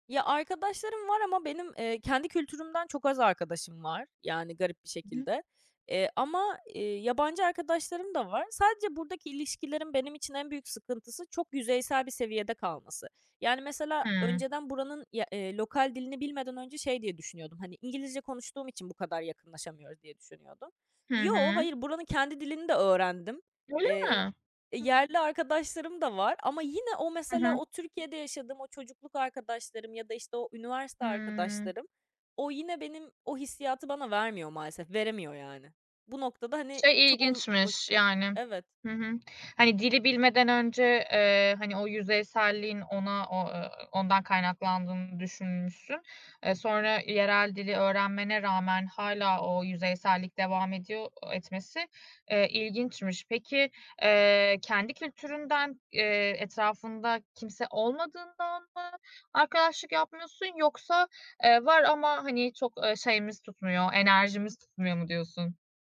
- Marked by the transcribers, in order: none
- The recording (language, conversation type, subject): Turkish, podcast, Yalnızlıkla başa çıkarken hangi günlük alışkanlıklar işe yarar?
- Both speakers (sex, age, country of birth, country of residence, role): female, 20-24, Turkey, France, guest; female, 35-39, Turkey, Finland, host